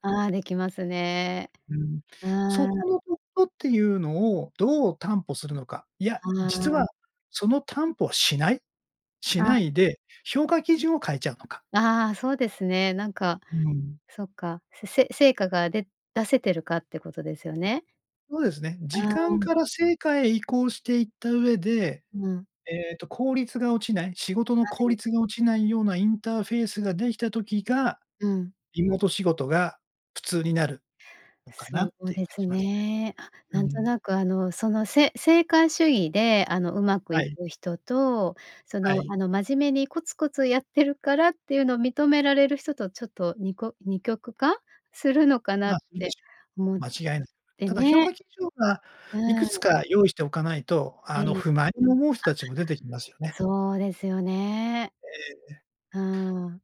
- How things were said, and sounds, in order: none
- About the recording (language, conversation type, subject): Japanese, podcast, これからのリモートワークは将来どのような形になっていくと思いますか？